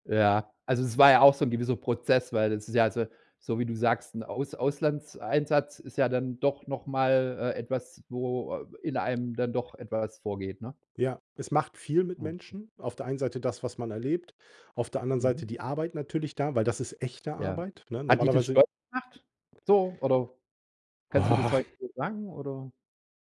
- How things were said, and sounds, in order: stressed: "echte"; other background noise; other noise
- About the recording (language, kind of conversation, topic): German, podcast, Welche Entscheidung hat dein Leben stark verändert?